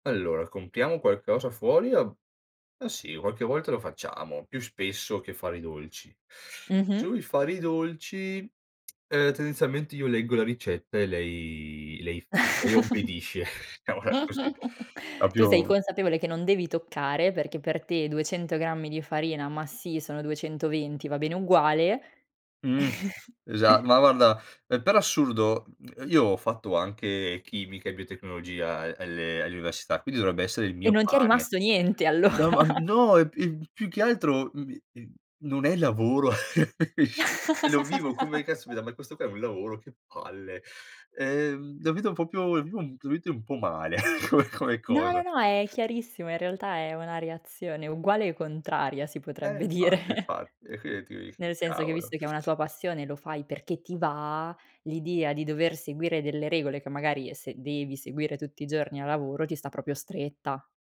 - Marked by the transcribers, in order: tsk; chuckle; other background noise; chuckle; "proprio" said as "propio"; chuckle; laughing while speaking: "allora"; chuckle; chuckle; "proprio" said as "propio"; chuckle; chuckle
- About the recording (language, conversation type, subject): Italian, podcast, Cosa ti attrae nel cucinare per piacere e non per lavoro?